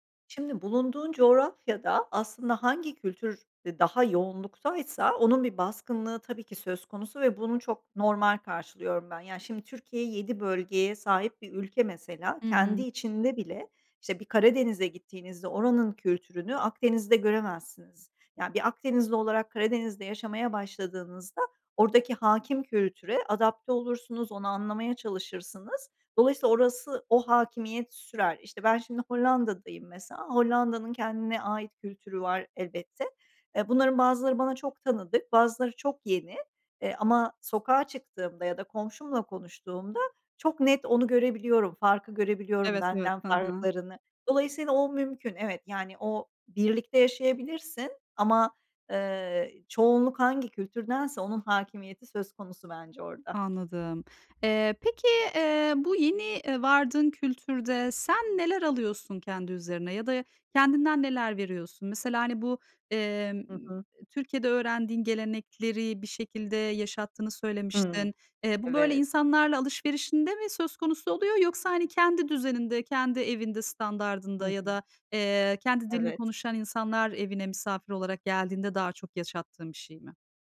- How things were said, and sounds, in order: other background noise
- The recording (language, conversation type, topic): Turkish, podcast, Kültürünü yaşatmak için günlük hayatında neler yapıyorsun?